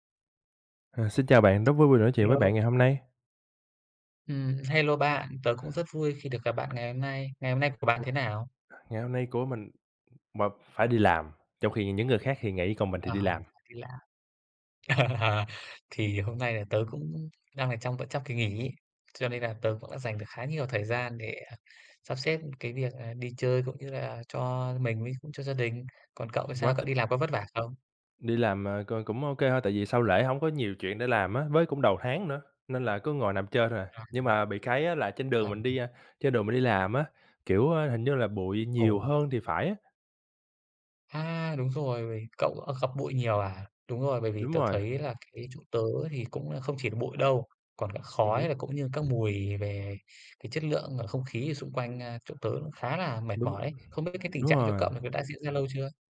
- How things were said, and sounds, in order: tapping; other background noise; laughing while speaking: "Ờ"; unintelligible speech
- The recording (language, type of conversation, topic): Vietnamese, unstructured, Bạn nghĩ gì về tình trạng ô nhiễm không khí hiện nay?